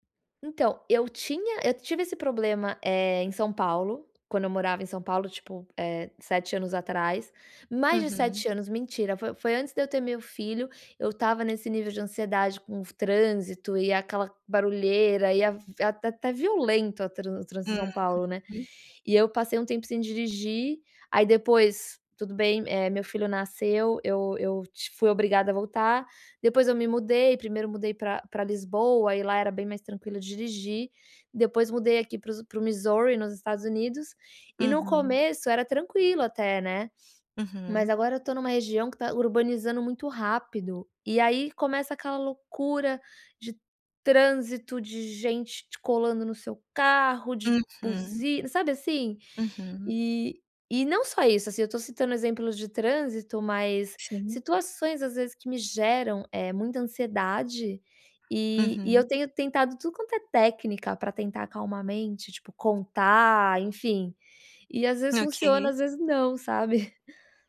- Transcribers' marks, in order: tapping
- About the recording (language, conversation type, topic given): Portuguese, advice, Como posso acalmar a mente rapidamente?